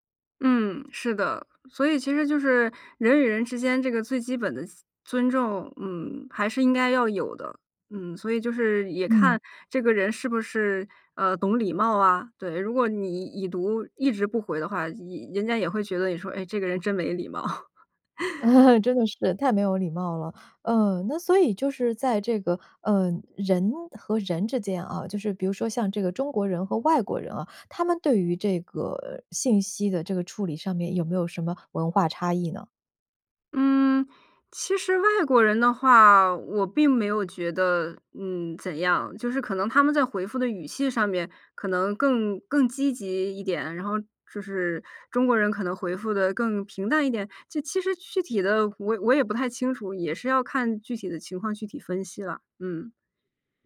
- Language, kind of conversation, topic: Chinese, podcast, 看到对方“已读不回”时，你通常会怎么想？
- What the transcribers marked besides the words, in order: laugh